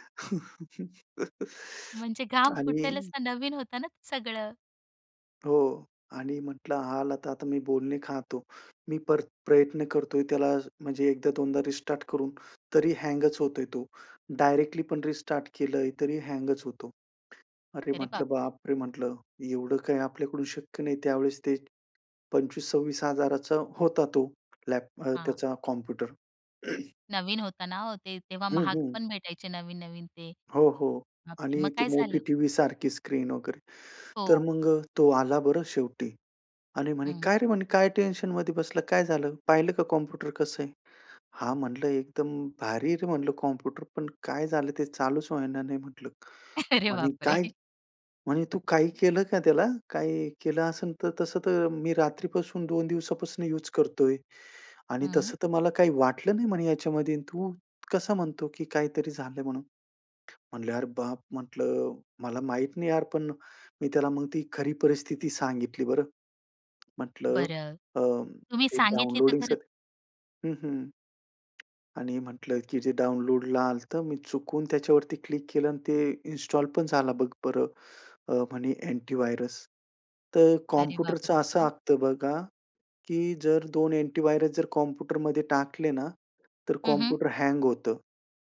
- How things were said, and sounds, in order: laugh; other noise; tapping; throat clearing; other background noise; laughing while speaking: "अरे बापरे"
- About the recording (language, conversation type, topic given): Marathi, podcast, एखाद्या चुकीतून तुम्ही काय शिकलात, ते सांगाल का?